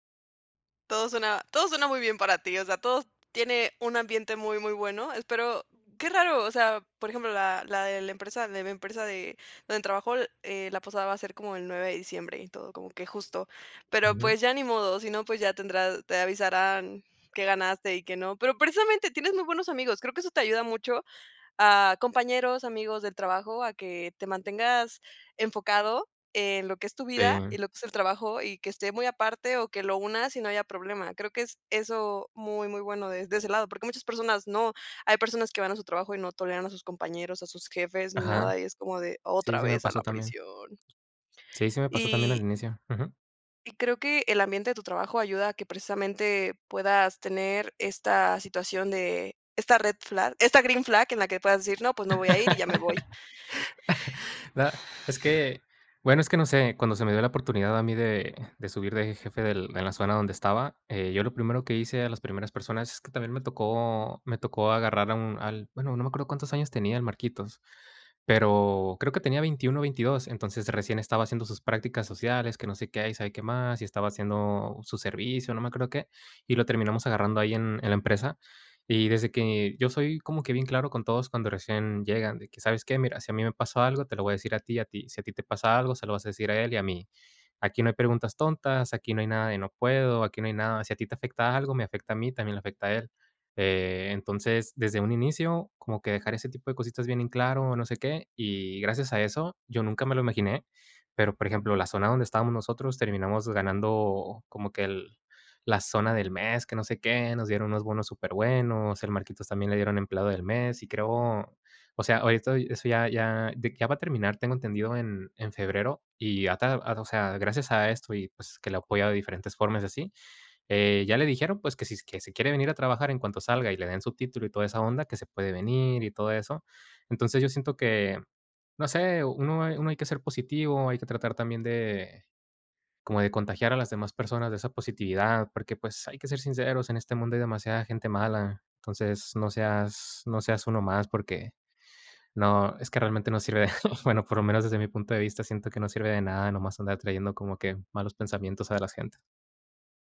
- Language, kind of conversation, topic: Spanish, podcast, ¿Qué haces para desconectarte del trabajo al terminar el día?
- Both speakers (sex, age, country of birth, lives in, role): female, 20-24, Mexico, Mexico, host; male, 25-29, Mexico, Mexico, guest
- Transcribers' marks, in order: put-on voice: "otra vez a la prisión"; other background noise; in English: "red flag"; in English: "green flag"; tapping; laugh; chuckle